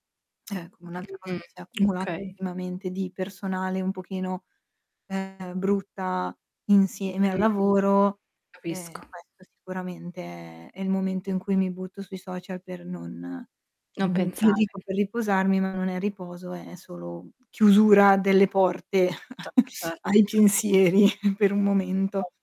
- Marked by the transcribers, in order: distorted speech; static; chuckle; laughing while speaking: "a ai pensieri"; tapping; other background noise
- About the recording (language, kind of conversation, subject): Italian, advice, Come posso evitare le distrazioni domestiche che interrompono il mio tempo libero?